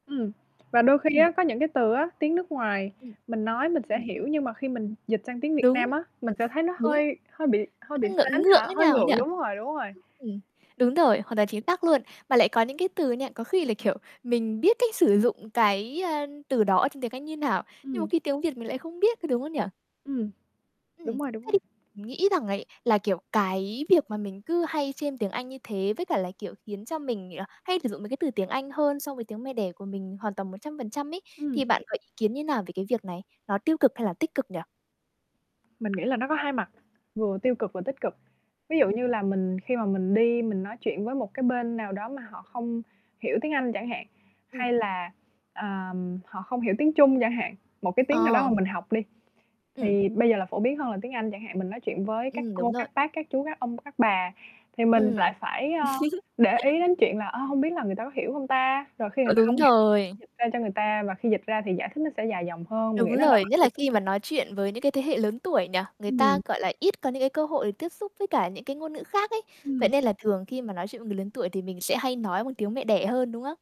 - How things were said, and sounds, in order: static; other background noise; other noise; tapping; distorted speech; unintelligible speech; chuckle
- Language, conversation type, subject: Vietnamese, podcast, Ngôn ngữ mẹ đẻ ảnh hưởng đến cuộc sống của bạn như thế nào?